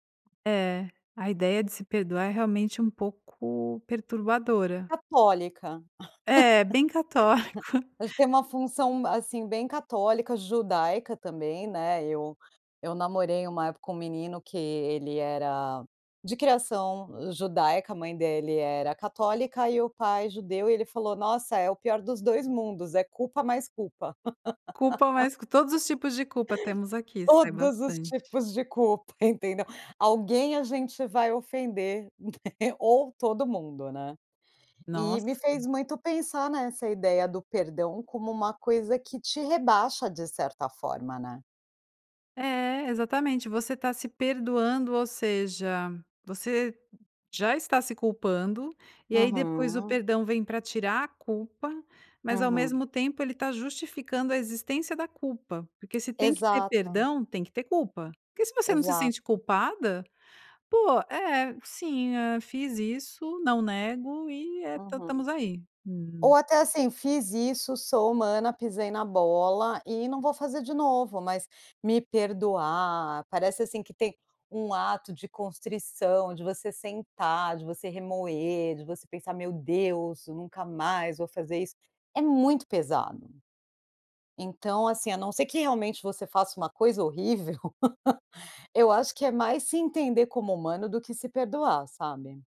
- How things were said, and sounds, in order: giggle; laughing while speaking: "católico"; laugh; giggle; laughing while speaking: "Todos os tipos de culpa, entendeu?"; laughing while speaking: "né?"; laugh
- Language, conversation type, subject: Portuguese, podcast, O que te ajuda a se perdoar?